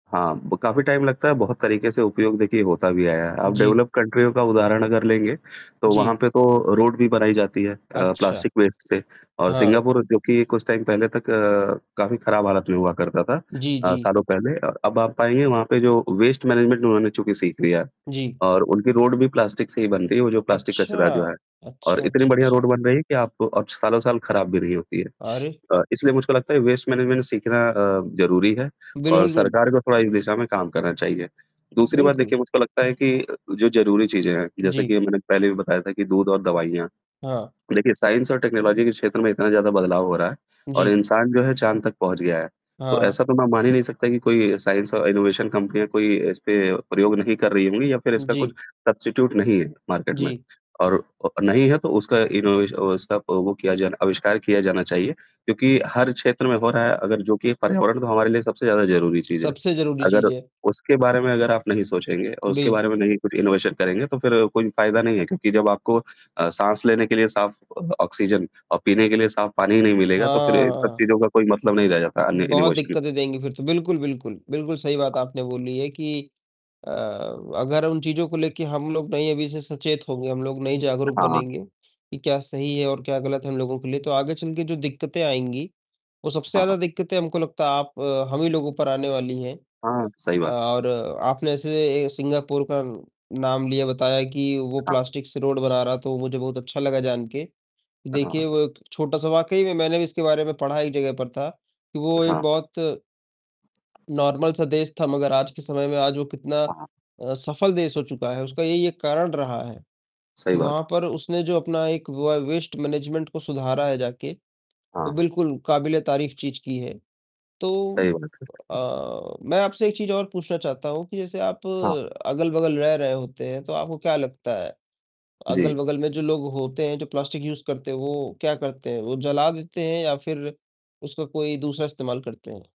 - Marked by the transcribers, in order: static; in English: "टाइम"; distorted speech; in English: "डेवलप्ड"; in English: "प्लास्टिक वेस्ट"; other background noise; in English: "टाइम"; in English: "वेस्ट मैनेजमेंट"; in English: "प्लास्टिक"; in English: "प्लास्टिक"; in English: "वेस्ट मैनेजमेंट"; in English: "गुड"; in English: "साइंस एंड टेक्नोलॉजी"; in English: "साइंस"; in English: "इनोवेशन"; in English: "सब्स्टीट्यूट"; in English: "मार्केट"; in English: "इनोवेशन"; lip smack; in English: "इनोवेशन"; in English: "ऑक्सीजन"; in English: "इनोवश"; "इनोवेशन" said as "इनोवश"; in English: "प्लास्टिक"; in English: "नॉर्मल"; in English: "व वेस्ट मैनेजमेंट"; in English: "प्लास्टिक यूज़"
- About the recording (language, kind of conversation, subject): Hindi, unstructured, प्लास्टिक कचरे की बढ़ती समस्या से आप कैसे निपटना चाहेंगे?